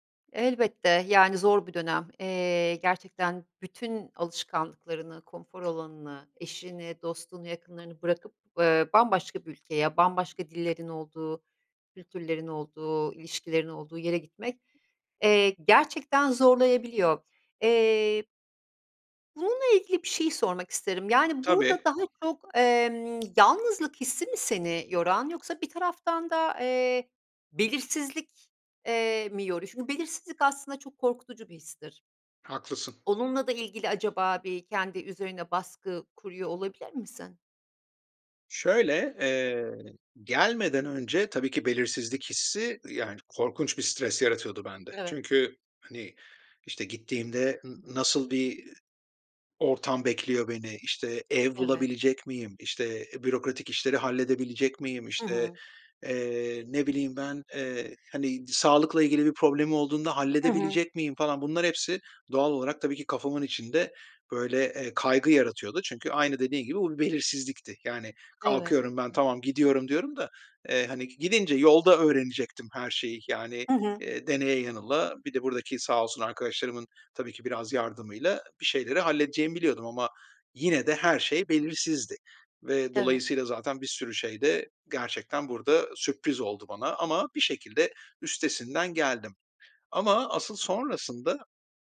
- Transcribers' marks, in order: tapping; other background noise
- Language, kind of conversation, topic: Turkish, advice, Eşim zor bir dönemden geçiyor; ona duygusal olarak nasıl destek olabilirim?